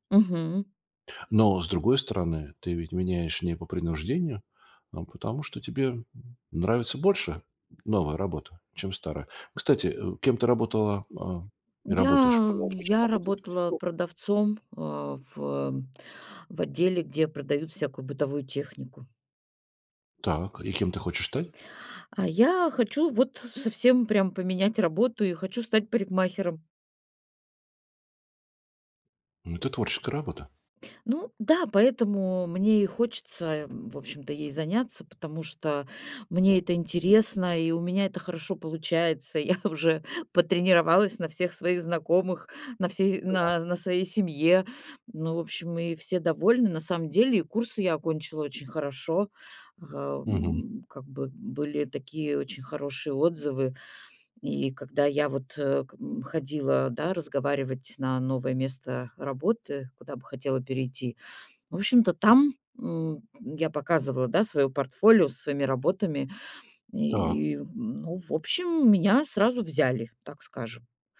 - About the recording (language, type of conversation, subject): Russian, advice, Как решиться сменить профессию в середине жизни?
- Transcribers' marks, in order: tapping; laughing while speaking: "Я уже"